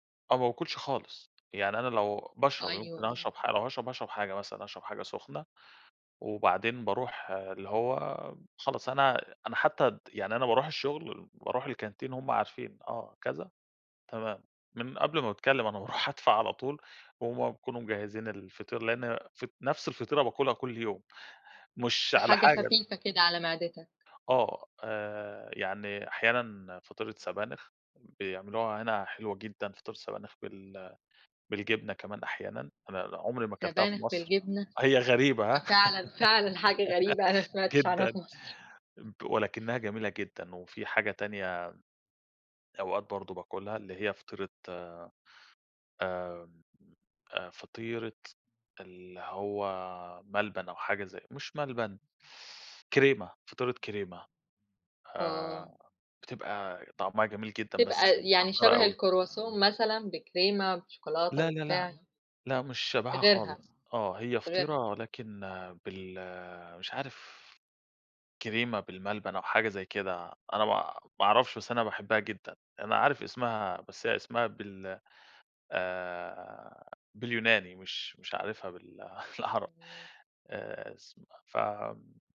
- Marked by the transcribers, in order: laughing while speaking: "باروح"; other background noise; laugh; laughing while speaking: "بالعربي"
- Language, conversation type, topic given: Arabic, podcast, إزاي بتخطط لأكل الأسبوع وتسوقه؟